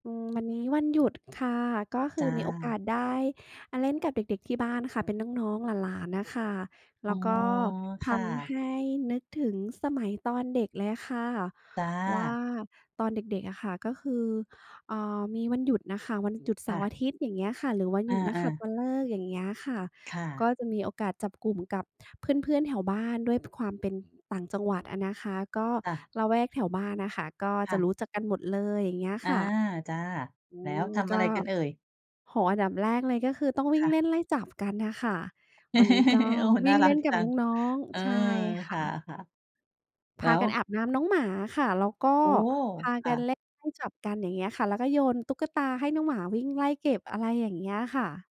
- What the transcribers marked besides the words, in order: other background noise; chuckle
- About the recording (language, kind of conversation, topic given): Thai, unstructured, วันหยุดสมัยเด็กคุณมักทำอะไรบ้าง?